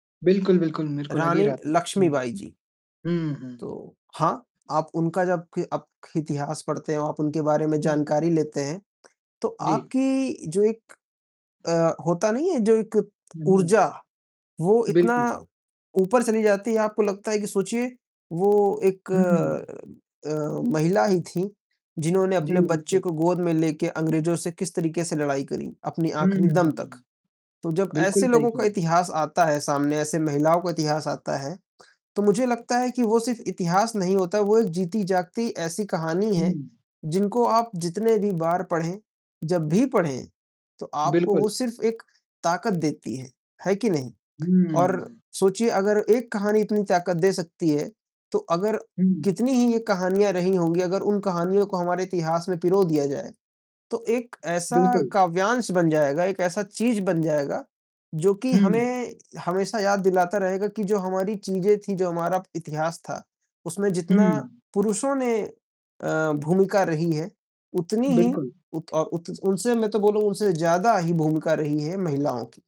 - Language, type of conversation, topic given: Hindi, unstructured, इतिहास में महिलाओं की भूमिका कैसी रही है?
- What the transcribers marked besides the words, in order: static; distorted speech; tapping; mechanical hum; other background noise